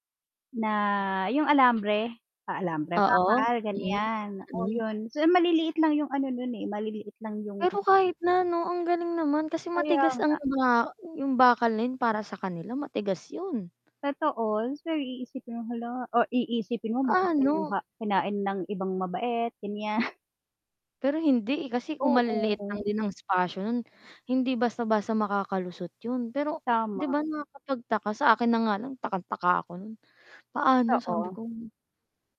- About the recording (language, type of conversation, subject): Filipino, unstructured, Ano ang paborito mong alagang hayop, at bakit?
- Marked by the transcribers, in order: tapping; static; distorted speech; chuckle